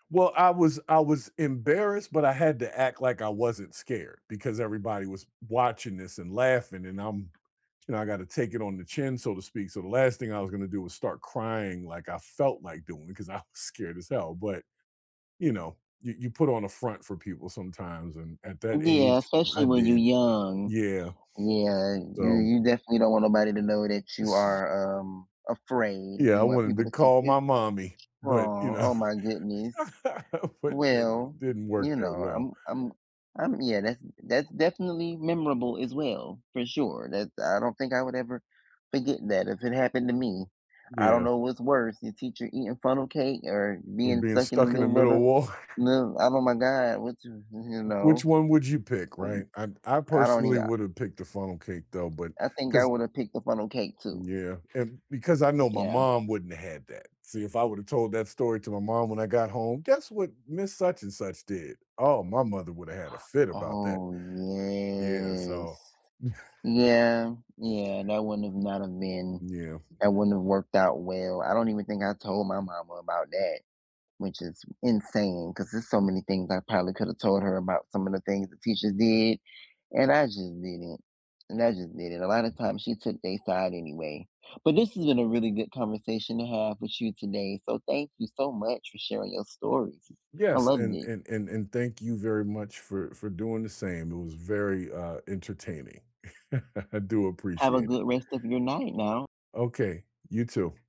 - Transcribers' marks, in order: tapping; laughing while speaking: "I"; chuckle; laughing while speaking: "know"; laugh; laughing while speaking: "wa"; chuckle; unintelligible speech; other noise; other background noise; gasp; drawn out: "Oh, yes"; chuckle; chuckle
- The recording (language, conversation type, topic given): English, unstructured, What’s the most memorable field trip or school outing you still cherish, and what made it special?
- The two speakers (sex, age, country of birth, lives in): male, 18-19, United States, United States; male, 50-54, United States, United States